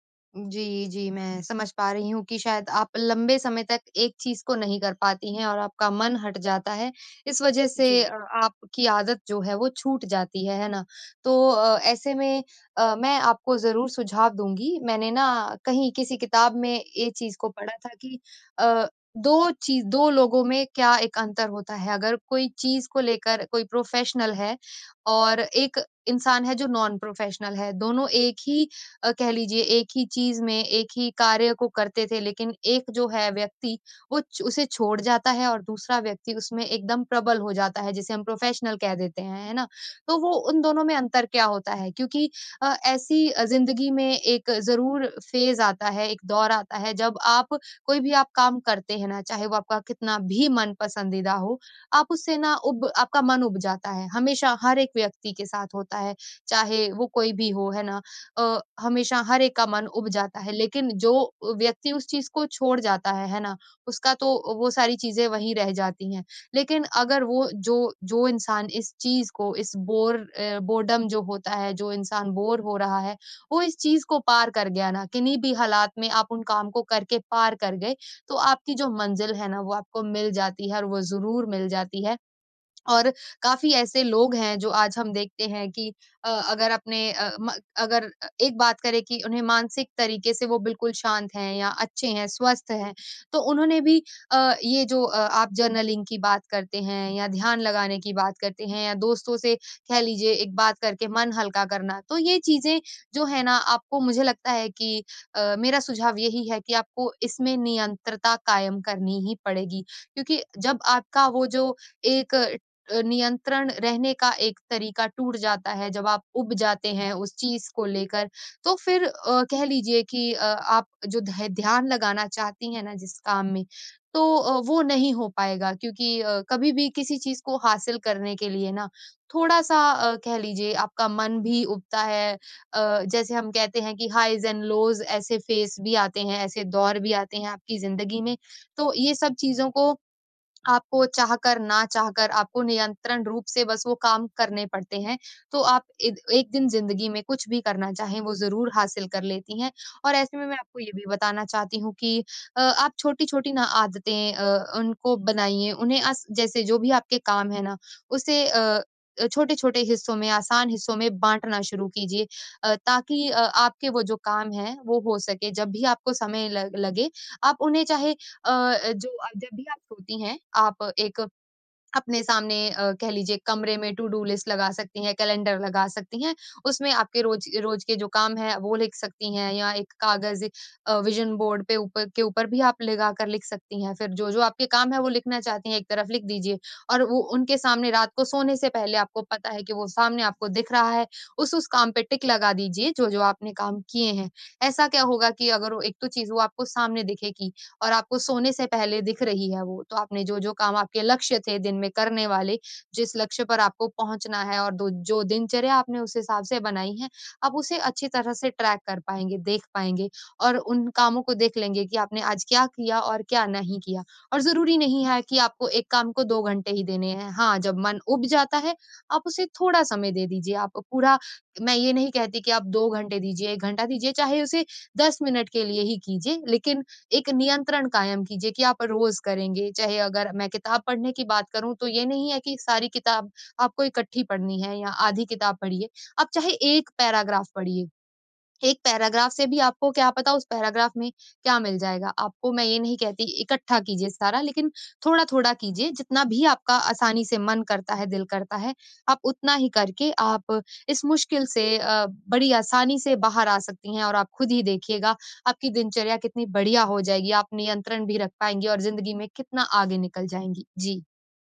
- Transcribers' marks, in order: in English: "प्रोफ़ेशनल"; in English: "नॉन-प्रोफेशनल"; in English: "प्रोफेशनल"; in English: "फेज़"; in English: "बोर अ बोर्डम"; in English: "बोर"; in English: "जर्नलिंग"; in English: "हाईज़ एंड लोज़"; in English: "फेज़"; in English: "टू-डू लिस्ट"; in English: "विज़न बोर्ड"; in English: "टिक"; in English: "ट्रैक"; in English: "पैराग्राफ"; in English: "पैराग्राफ़"; in English: "पैराग्राफ़"
- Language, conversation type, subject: Hindi, advice, दिनचर्या लिखने और आदतें दर्ज करने की आदत कैसे टूट गई?